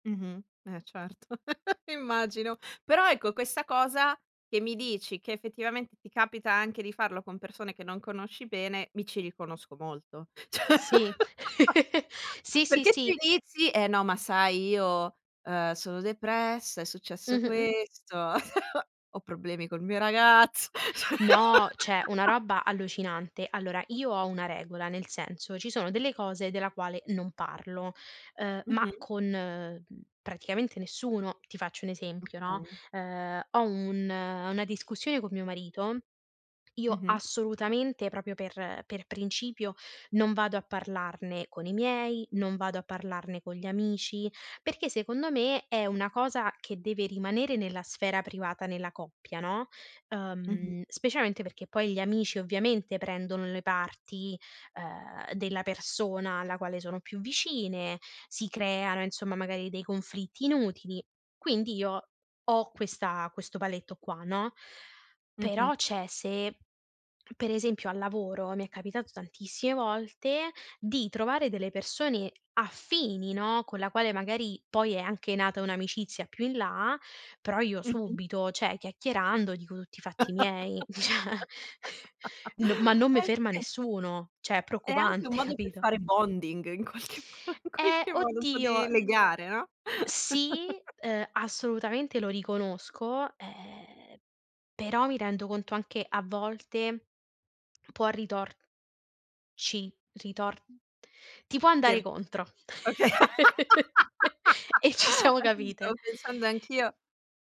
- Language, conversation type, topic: Italian, podcast, Come scegli cosa tenere privato e cosa condividere?
- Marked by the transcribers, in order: chuckle; chuckle; laughing while speaking: "ceh"; "Cioè" said as "ceh"; laugh; tapping; chuckle; "cioè" said as "ceh"; laugh; "specialmente" said as "speciamente"; "cioè" said as "ceh"; "cioè" said as "ceh"; laugh; unintelligible speech; laughing while speaking: "ceh"; "cioè" said as "ceh"; chuckle; "cioè" said as "ceh"; in English: "bonding"; laughing while speaking: "qualche in qualche"; chuckle; laugh; chuckle; laughing while speaking: "ci siamo"